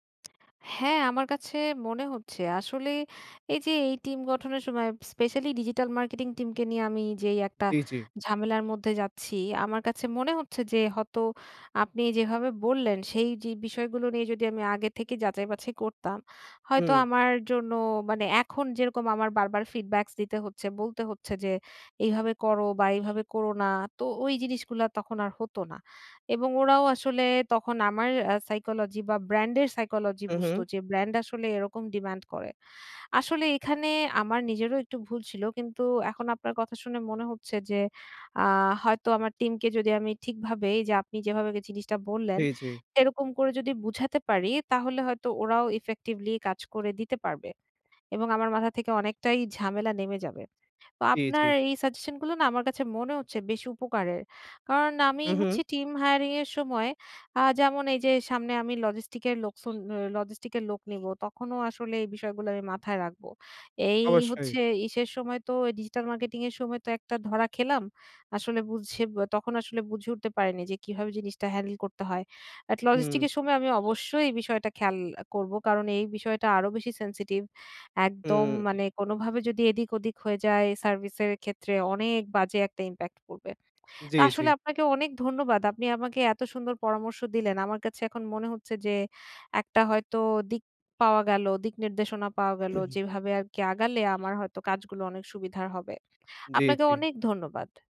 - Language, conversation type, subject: Bengali, advice, দক্ষ টিম গঠন ও ধরে রাখার কৌশল
- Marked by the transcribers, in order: tapping; "হয়তো" said as "হতো"; other background noise; throat clearing